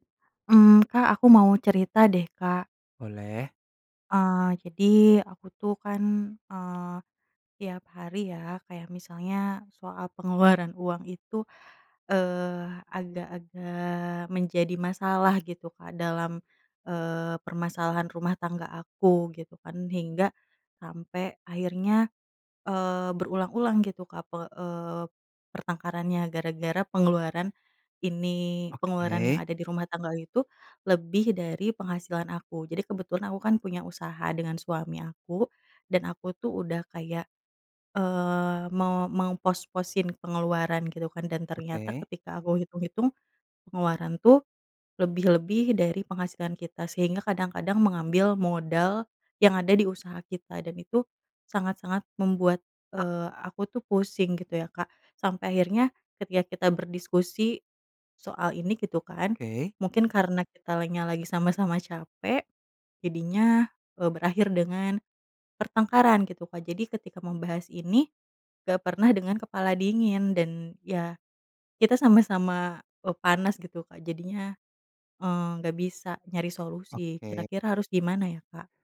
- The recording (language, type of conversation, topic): Indonesian, advice, Bagaimana cara mengatasi pertengkaran yang berulang dengan pasangan tentang pengeluaran rumah tangga?
- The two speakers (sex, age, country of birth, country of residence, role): female, 30-34, Indonesia, Indonesia, user; male, 30-34, Indonesia, Indonesia, advisor
- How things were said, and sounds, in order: "kitanya" said as "kitalanya"